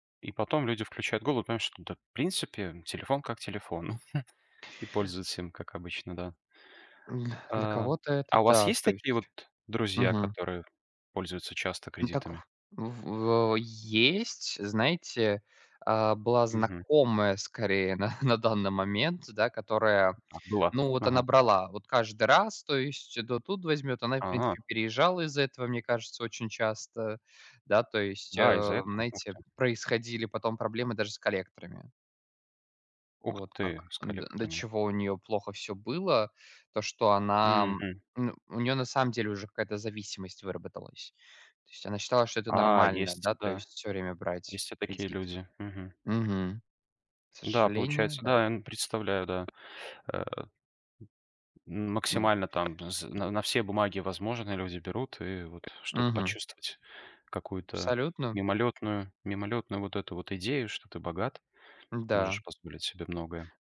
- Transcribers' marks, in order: chuckle; tapping; laughing while speaking: "на"; other background noise
- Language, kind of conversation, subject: Russian, unstructured, Почему кредитные карты иногда кажутся людям ловушкой?